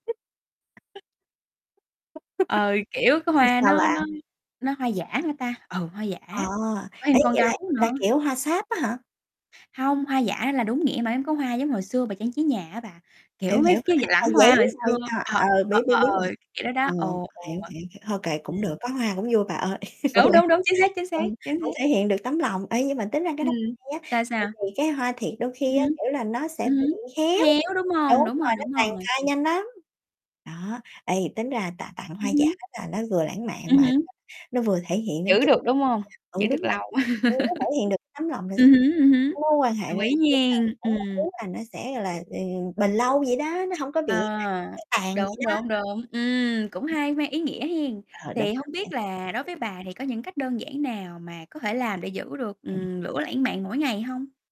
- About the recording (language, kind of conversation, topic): Vietnamese, unstructured, Làm thế nào để giữ được sự lãng mạn trong các mối quan hệ lâu dài?
- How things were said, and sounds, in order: unintelligible speech; tapping; unintelligible speech; chuckle; static; other background noise; distorted speech; chuckle; unintelligible speech; unintelligible speech; unintelligible speech; chuckle; unintelligible speech